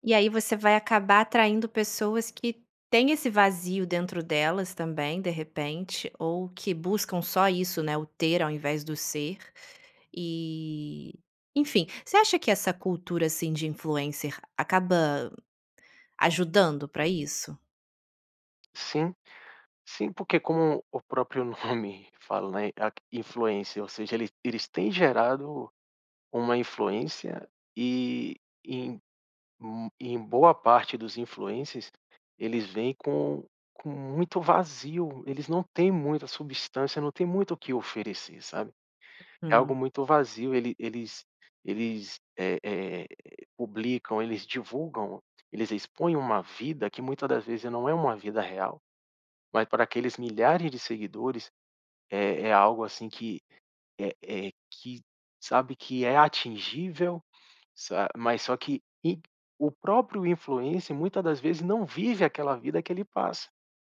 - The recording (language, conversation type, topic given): Portuguese, podcast, As redes sociais ajudam a descobrir quem você é ou criam uma identidade falsa?
- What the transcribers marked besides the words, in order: none